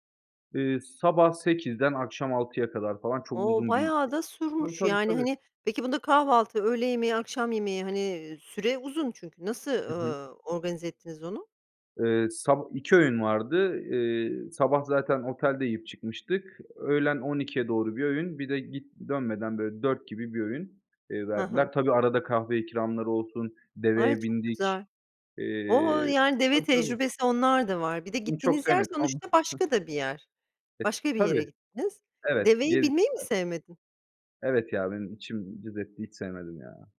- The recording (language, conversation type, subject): Turkish, podcast, Bana unutamadığın bir deneyimini anlatır mısın?
- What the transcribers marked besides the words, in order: other background noise; giggle; tapping